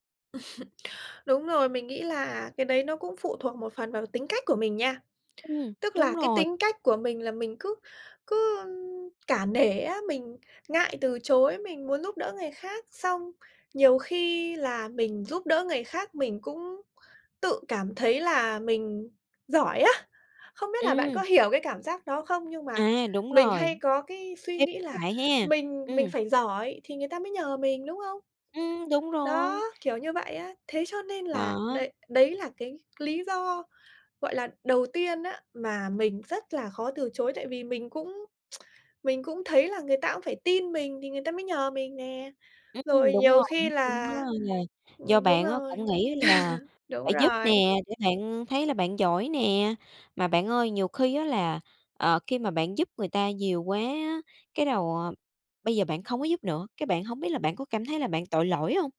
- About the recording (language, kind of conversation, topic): Vietnamese, podcast, Làm thế nào để tránh bị kiệt sức khi giúp đỡ quá nhiều?
- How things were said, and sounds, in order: chuckle; laughing while speaking: "á!"; unintelligible speech; tapping; tsk; laugh